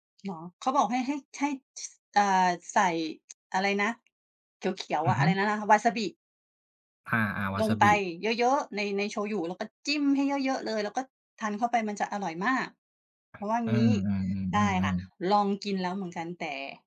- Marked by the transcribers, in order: tapping
- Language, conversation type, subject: Thai, unstructured, อาหารอะไรที่คุณเคยกินแล้วรู้สึกประหลาดใจมากที่สุด?
- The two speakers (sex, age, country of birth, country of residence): female, 45-49, Thailand, Thailand; male, 25-29, Thailand, Thailand